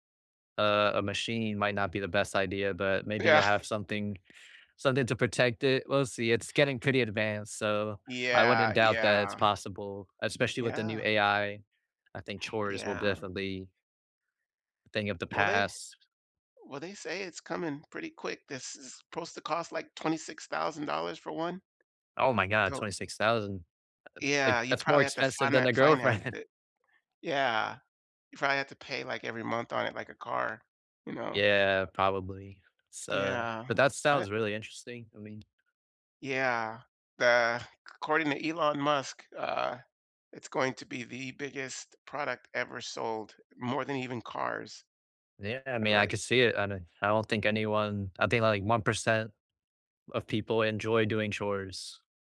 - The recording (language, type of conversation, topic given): English, unstructured, Why do chores often feel so frustrating?
- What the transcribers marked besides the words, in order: chuckle; other background noise; surprised: "Oh my God, twenty six thousand"; tapping; chuckle